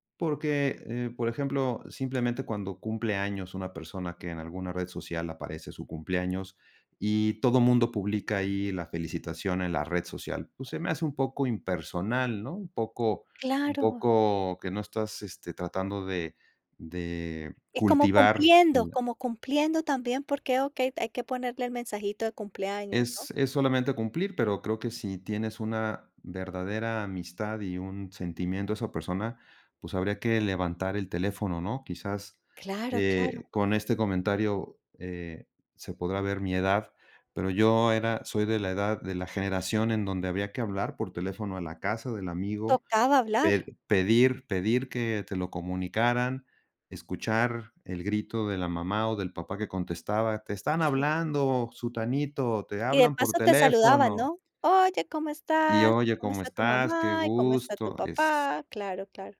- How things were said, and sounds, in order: other background noise; tapping
- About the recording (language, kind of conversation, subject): Spanish, podcast, ¿Cómo construyes amistades duraderas en la vida adulta?